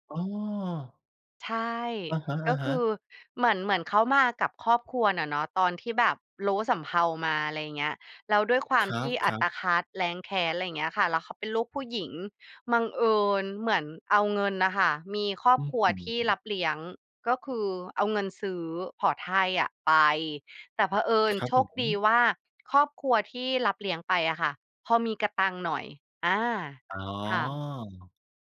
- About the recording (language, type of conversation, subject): Thai, podcast, เล่าเรื่องรากเหง้าครอบครัวให้ฟังหน่อยได้ไหม?
- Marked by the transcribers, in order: none